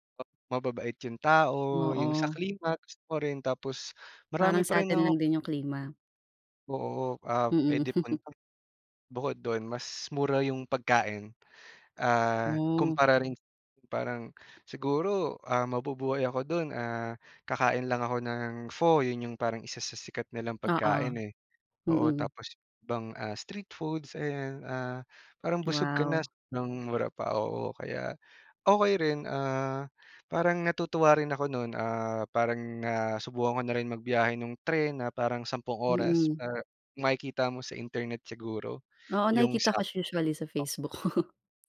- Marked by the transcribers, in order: chuckle; tapping; in Vietnamese: "pho"; laughing while speaking: "Facebook"
- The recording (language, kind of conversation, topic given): Filipino, unstructured, Ano ang pakiramdam mo kapag nakakarating ka sa isang bagong lugar?